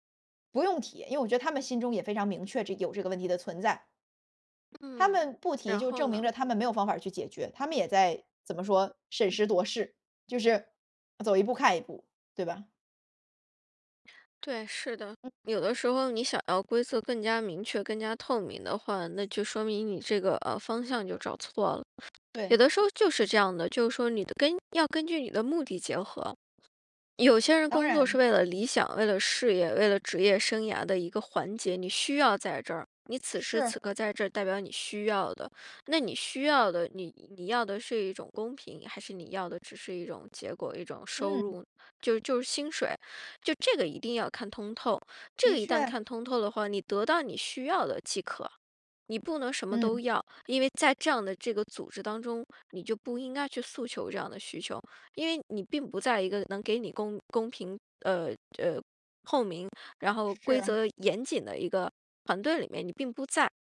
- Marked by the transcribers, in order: other background noise
- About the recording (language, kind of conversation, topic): Chinese, podcast, 怎么在工作场合表达不同意见而不失礼？